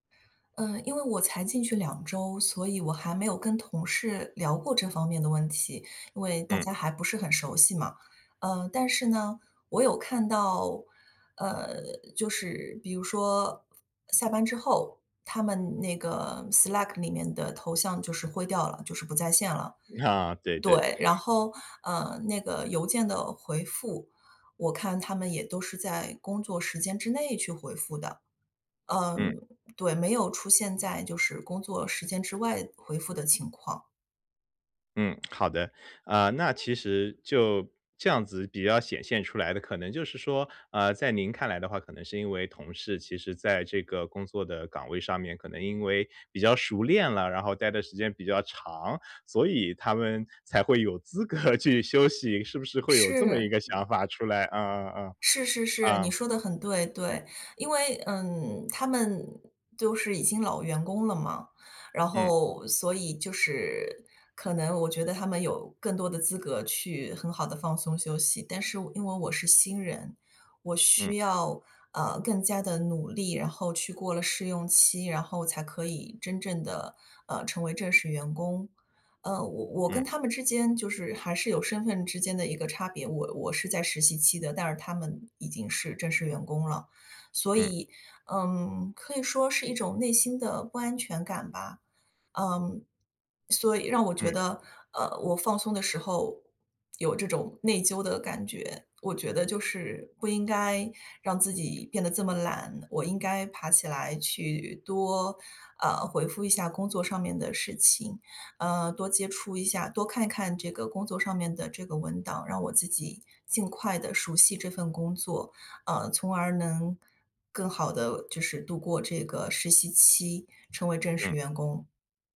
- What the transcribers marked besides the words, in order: other background noise; in English: "Slack"; chuckle; other noise; laughing while speaking: "才会有资格去休息"; tapping
- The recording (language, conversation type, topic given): Chinese, advice, 放松时总感到内疚怎么办？